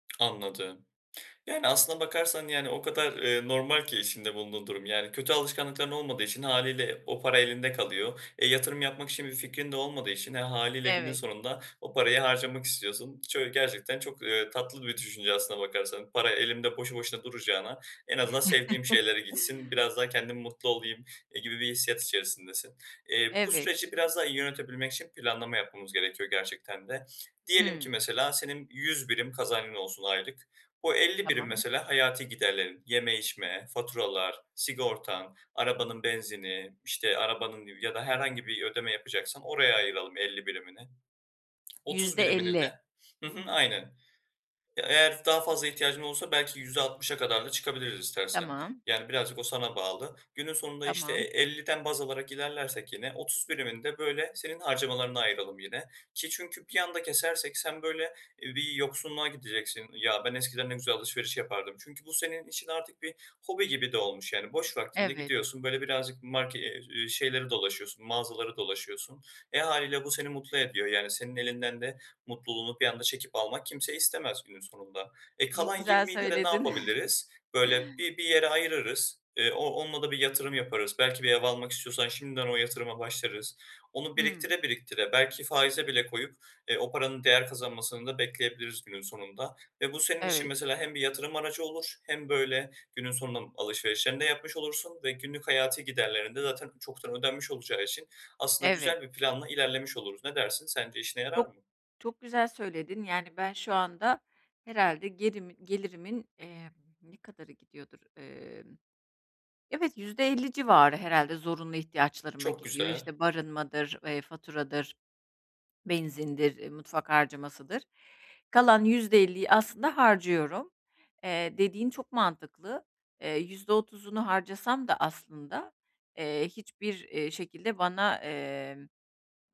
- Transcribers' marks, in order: other background noise; tapping; chuckle; chuckle
- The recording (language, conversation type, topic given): Turkish, advice, Kısa vadeli zevklerle uzun vadeli güvenliği nasıl dengelerim?